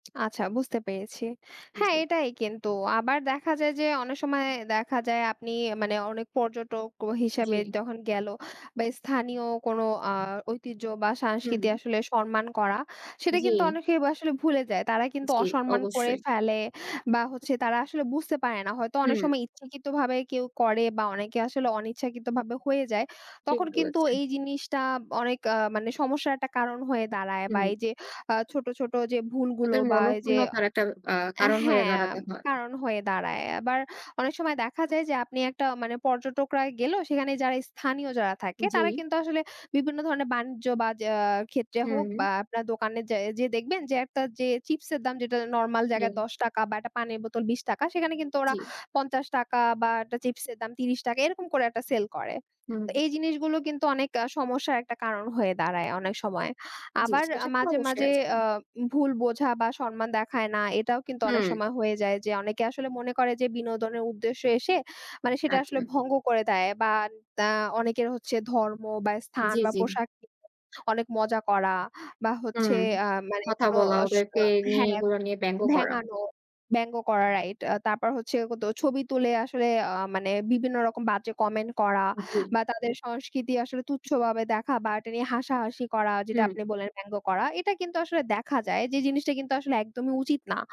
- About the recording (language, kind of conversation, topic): Bengali, unstructured, আপনি কি মনে করেন, পর্যটন শিল্প আমাদের সংস্কৃতি নষ্ট করছে?
- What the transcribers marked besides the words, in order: tapping; "সম্মান" said as "সরমান"; "আসলে" said as "বাসলে"; "একটা" said as "একতা"; "একটা" said as "অ্যাটা"; unintelligible speech; other background noise; alarm